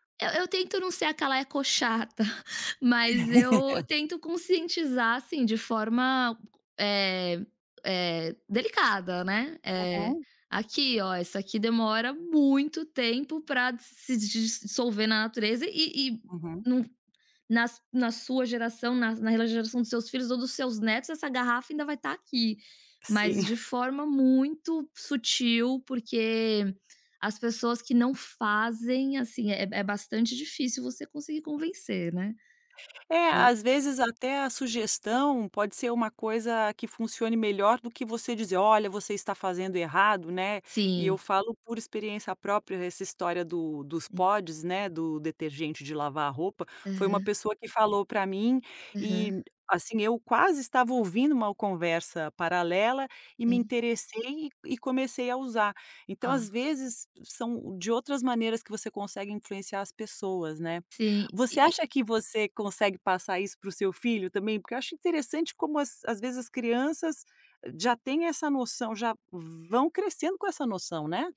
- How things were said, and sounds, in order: chuckle; laugh; tapping; chuckle; in English: "pods"; other background noise
- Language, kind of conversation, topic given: Portuguese, podcast, Que hábitos diários ajudam você a reduzir lixo e desperdício?